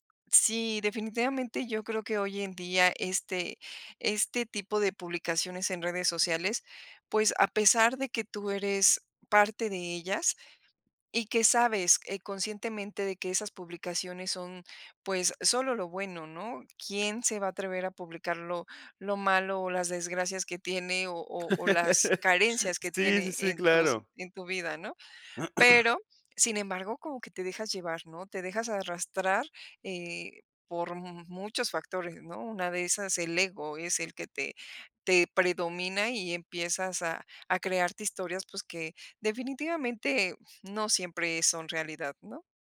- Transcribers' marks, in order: laugh; throat clearing
- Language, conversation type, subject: Spanish, podcast, ¿Cómo te afecta ver vidas aparentemente perfectas en las redes sociales?